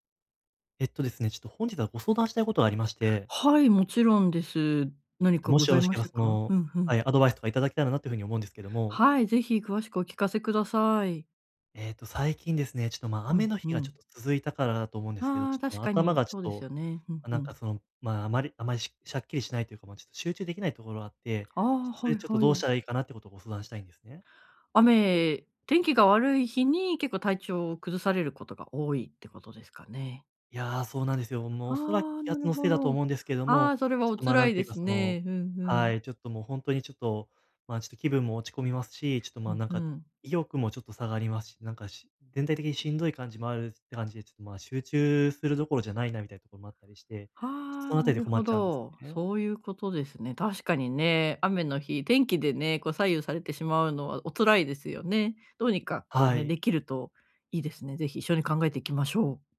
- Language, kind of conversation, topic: Japanese, advice, 頭がぼんやりして集中できないとき、思考をはっきりさせて注意力を取り戻すにはどうすればよいですか？
- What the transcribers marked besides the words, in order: none